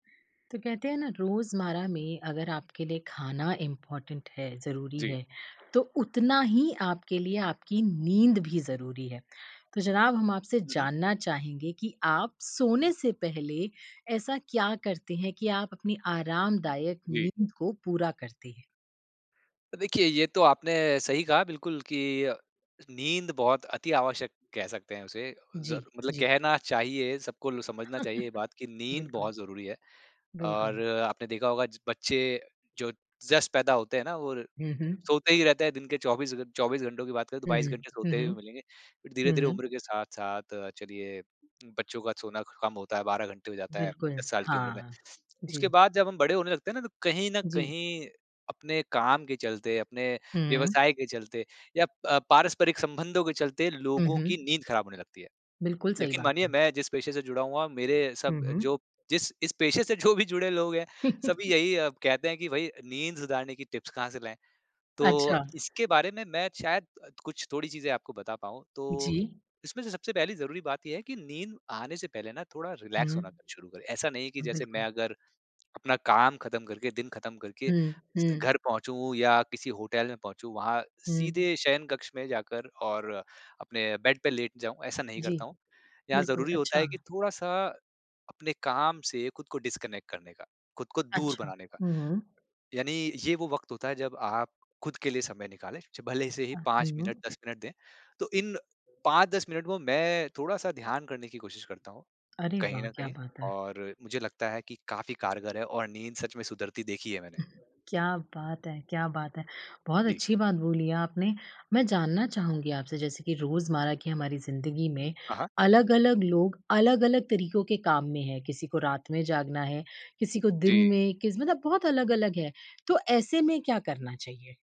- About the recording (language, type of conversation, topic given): Hindi, podcast, नींद बेहतर करने के लिए आपके सबसे काम आने वाले सुझाव क्या हैं?
- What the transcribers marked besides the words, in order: other background noise; in English: "इम्पोर्टेंट"; laugh; in English: "जस्ट"; laugh; in English: "टिप्स"; in English: "रिलैक्स"; in English: "डिस्कनेक्ट"